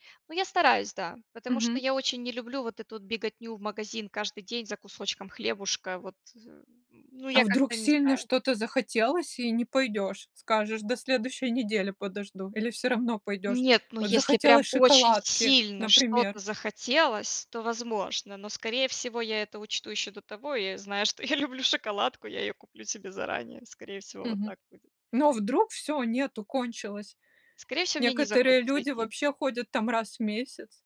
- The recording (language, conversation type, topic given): Russian, podcast, Какие у тебя есть лайфхаки для быстрой готовки?
- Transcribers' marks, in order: tapping; other background noise